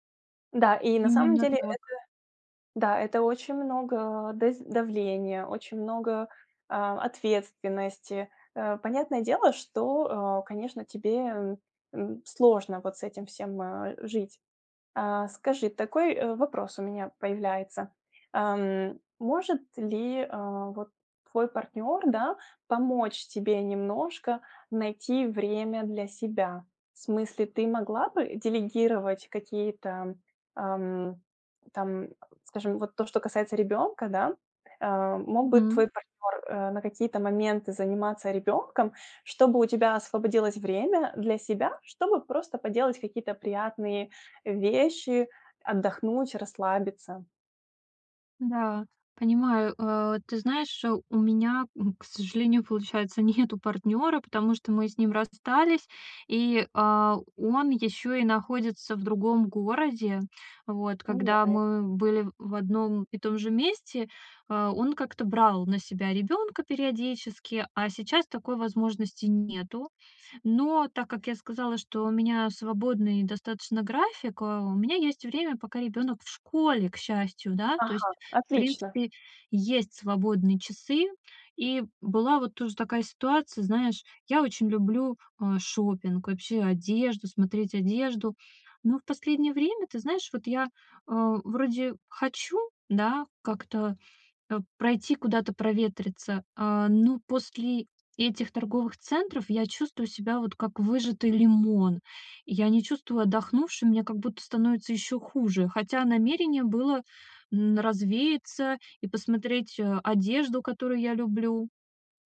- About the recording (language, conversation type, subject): Russian, advice, Какие простые приятные занятия помогают отдохнуть без цели?
- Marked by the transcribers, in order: none